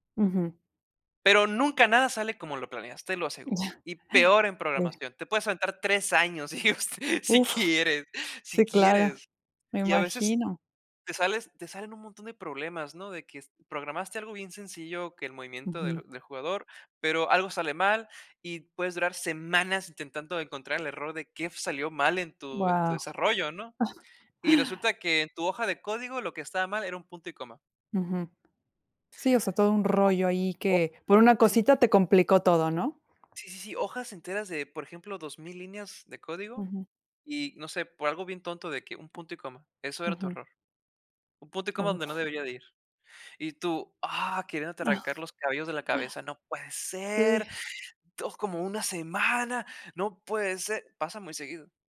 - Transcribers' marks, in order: laughing while speaking: "Ya"; laughing while speaking: "y us si quieres"; stressed: "Si quieres"; chuckle; other background noise; giggle
- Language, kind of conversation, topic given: Spanish, podcast, ¿Qué proyecto pequeño recomiendas para empezar con el pie derecho?